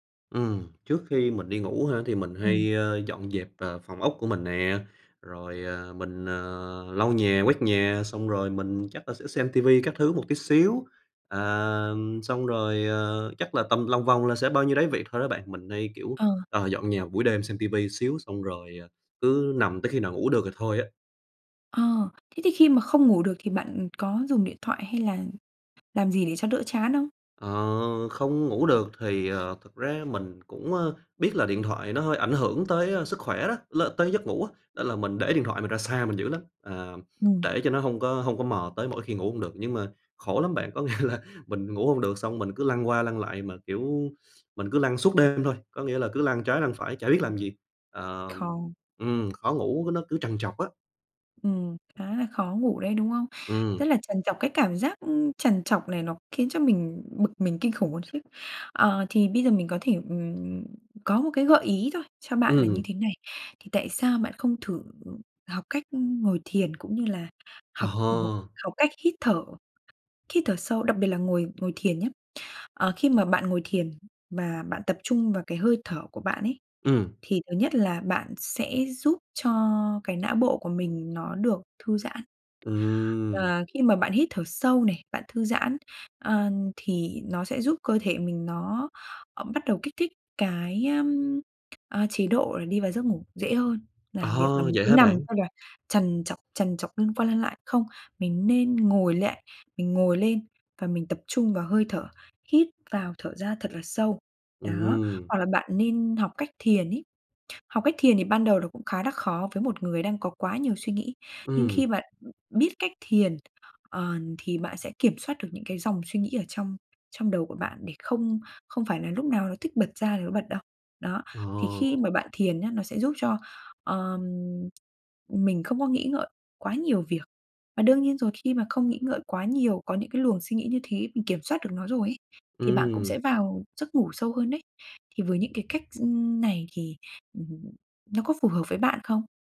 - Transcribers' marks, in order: tapping; other background noise; laughing while speaking: "nghĩa là"; unintelligible speech
- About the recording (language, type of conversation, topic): Vietnamese, advice, Bạn khó ngủ vì lo lắng và suy nghĩ về tương lai phải không?